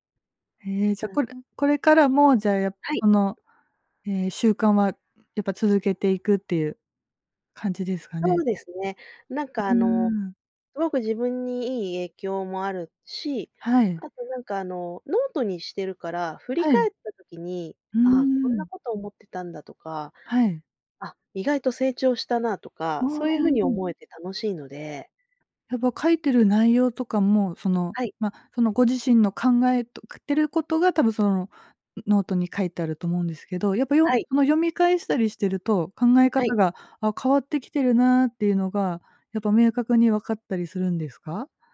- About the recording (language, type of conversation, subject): Japanese, podcast, 自分を変えた習慣は何ですか？
- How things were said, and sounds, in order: none